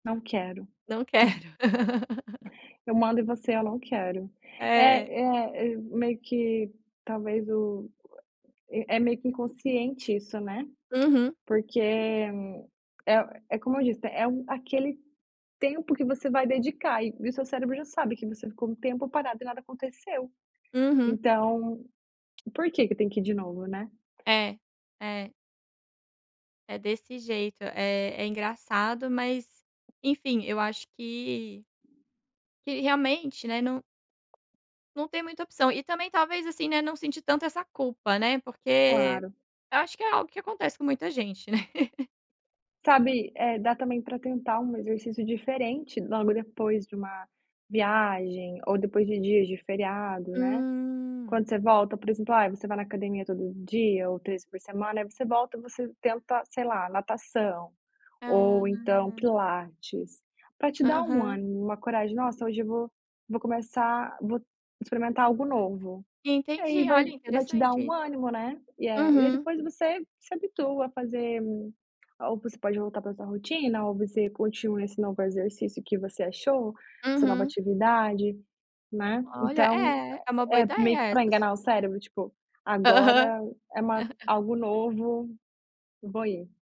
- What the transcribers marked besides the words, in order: tapping; laugh; other background noise; chuckle; drawn out: "Ah"; chuckle
- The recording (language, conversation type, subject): Portuguese, advice, Como lidar com a culpa por ter pulado os exercícios depois de uma viagem ou feriado?